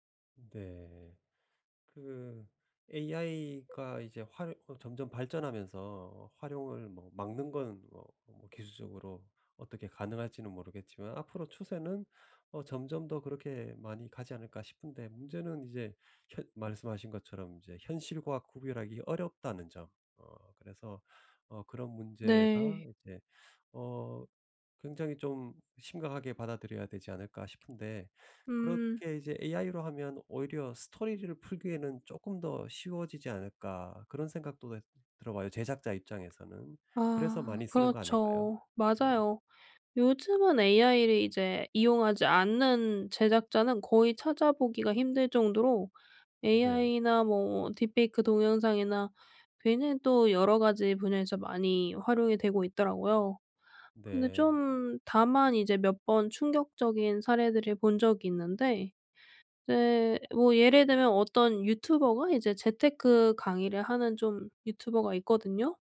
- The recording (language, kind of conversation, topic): Korean, podcast, 스토리로 사회 문제를 알리는 것은 효과적일까요?
- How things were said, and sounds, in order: none